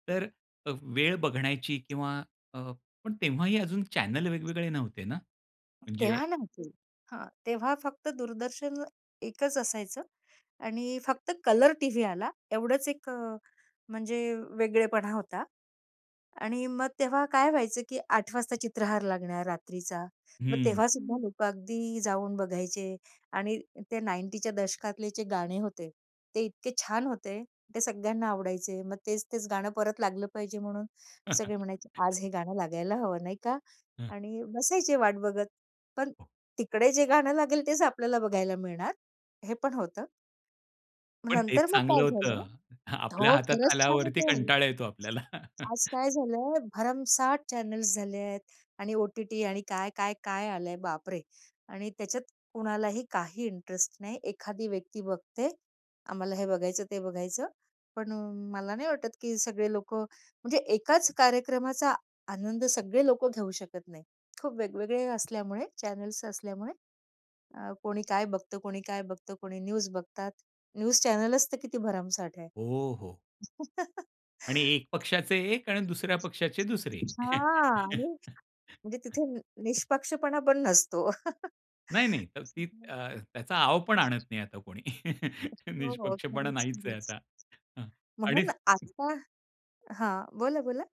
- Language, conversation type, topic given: Marathi, podcast, कुटुंबाने एकत्र बसून टीव्ही पाहण्याचे महत्त्व तुम्हाला काय वाटते?
- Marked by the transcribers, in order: in English: "चॅनेल"; other background noise; tapping; in English: "नाईन्टी च्या"; chuckle; laughing while speaking: "आपल्या"; laughing while speaking: "आपल्याला"; chuckle; in English: "चॅनल्स"; in English: "चॅनल्स"; in English: "न्यूज"; in English: "न्यूज चॅनलच"; laugh; chuckle; chuckle; unintelligible speech; chuckle; chuckle